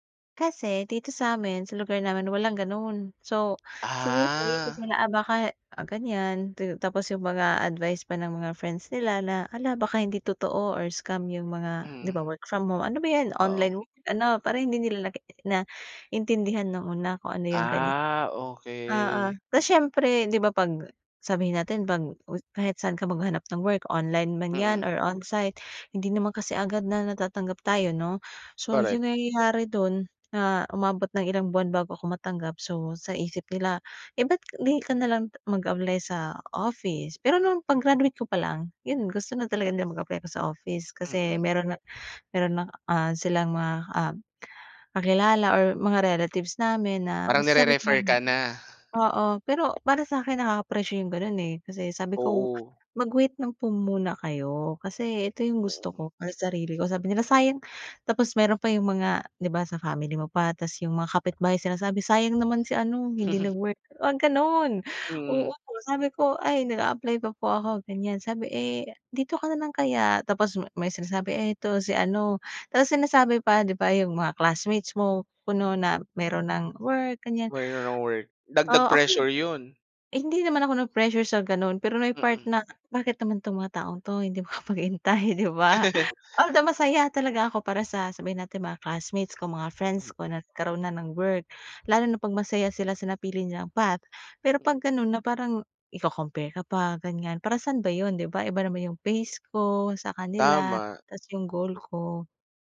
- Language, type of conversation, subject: Filipino, podcast, Paano ka humaharap sa pressure ng mga tao sa paligid mo?
- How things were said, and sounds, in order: drawn out: "Ah"; chuckle; in English: "Why you no work"; chuckle